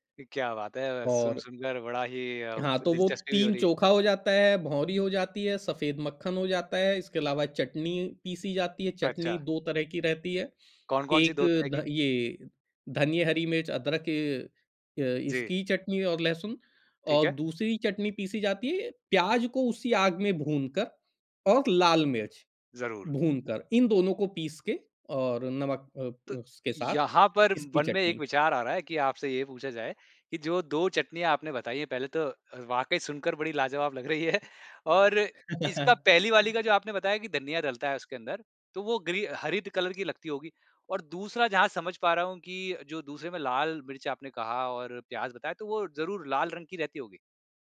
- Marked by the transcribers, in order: laughing while speaking: "रही हैं"; in English: "कलर"
- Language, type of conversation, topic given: Hindi, podcast, आपका सबसे पसंदीदा घर का पकवान कौन-सा है?